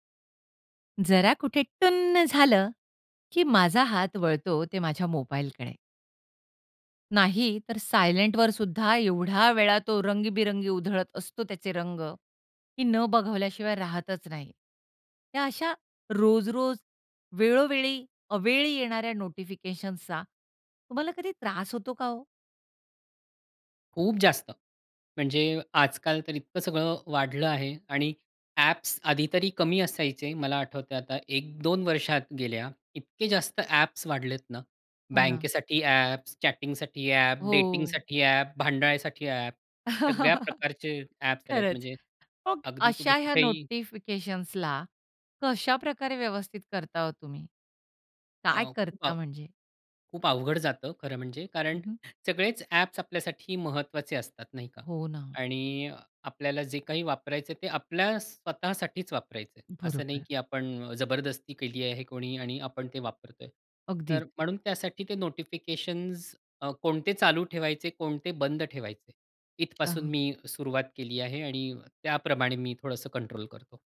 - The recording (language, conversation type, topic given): Marathi, podcast, तुम्ही सूचनांचे व्यवस्थापन कसे करता?
- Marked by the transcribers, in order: in English: "सायलेंटवर"; in English: "चॅटिंगसाठी"; in English: "डेटिंगसाठी"; chuckle